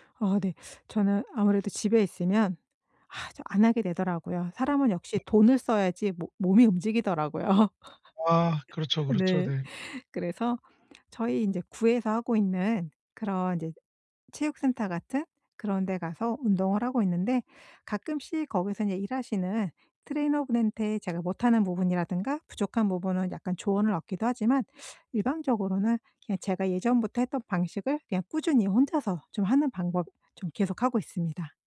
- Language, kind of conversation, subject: Korean, podcast, 취미를 꾸준히 이어갈 수 있는 비결은 무엇인가요?
- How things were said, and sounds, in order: sigh; laugh; laughing while speaking: "네"; teeth sucking